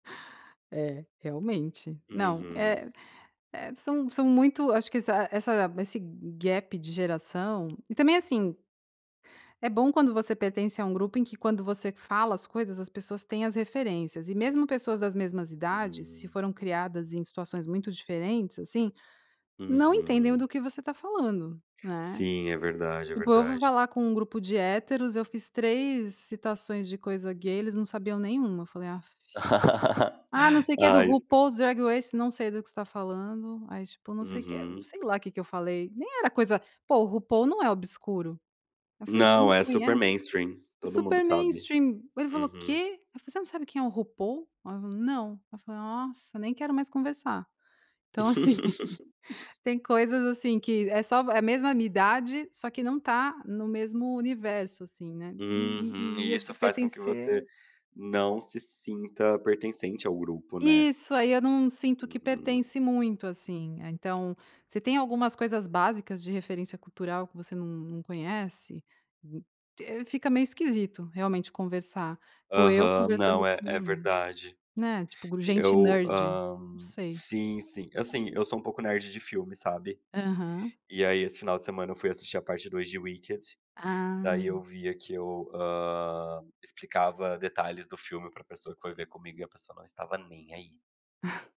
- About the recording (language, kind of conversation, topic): Portuguese, podcast, Em que momentos você mais sente que faz parte de um grupo?
- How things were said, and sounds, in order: in English: "gap"; laugh; in English: "mainstream"; in English: "mainstream"; laugh; chuckle; in English: "nerd"; chuckle